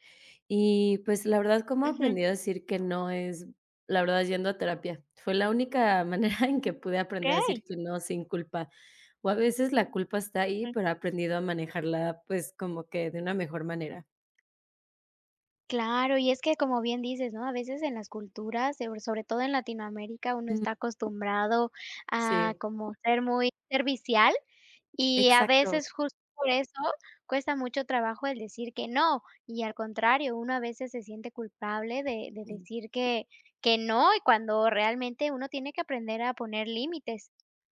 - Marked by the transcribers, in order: laughing while speaking: "manera"; other noise; other background noise; tapping
- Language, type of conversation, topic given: Spanish, podcast, ¿Cómo aprendes a decir no sin culpa?